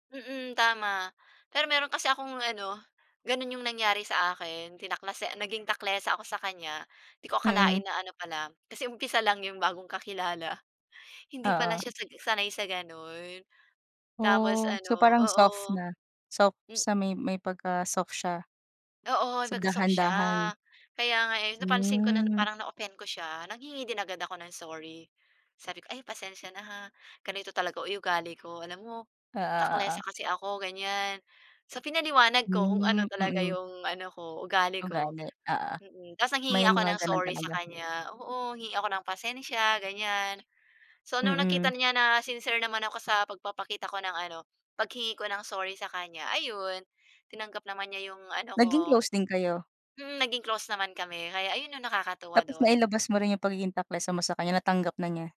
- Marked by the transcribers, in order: laughing while speaking: "kakilala"; fan; other background noise
- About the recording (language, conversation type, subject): Filipino, unstructured, Ano ang ibig sabihin sa iyo ng pagiging totoo sa sarili mo?